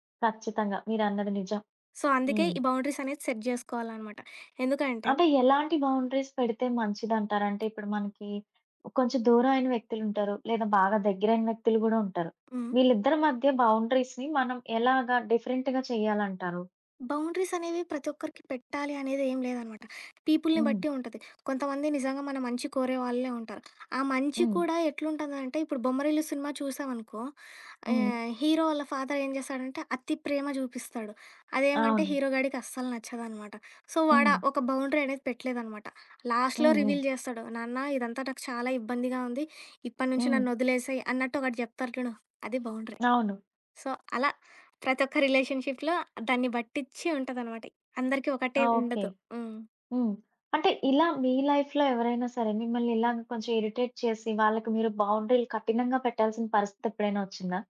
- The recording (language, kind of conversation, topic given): Telugu, podcast, ఎవరితోనైనా సంబంధంలో ఆరోగ్యకరమైన పరిమితులు ఎలా నిర్ణయించి పాటిస్తారు?
- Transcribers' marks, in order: in English: "సో"; other background noise; in English: "బౌండరీస్"; in English: "సెట్"; in English: "బౌండరీస్"; tapping; in English: "బౌండరీస్‌ని"; in English: "డిఫరెంట్‌గా"; in English: "బౌండరీస్"; in English: "పీపుల్‌ని"; in English: "హీరో"; in English: "హీరో"; in English: "సో"; in English: "బౌండరీ"; in English: "లాస్ట్‌లో రివీల్"; in English: "బౌండరీ. సో"; in English: "రిలేషన్‌షిప్‌లో"; in English: "లైఫ్‌లో"; in English: "ఇరిటేట్"